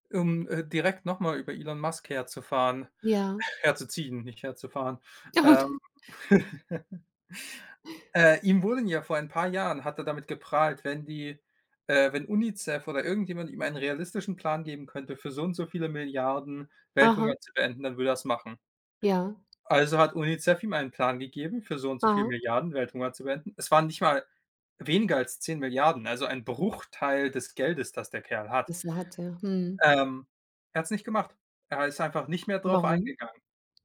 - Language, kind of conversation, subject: German, unstructured, Wie wichtig sind Feiertage in deiner Kultur?
- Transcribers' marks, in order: other background noise; laughing while speaking: "Gut"; laugh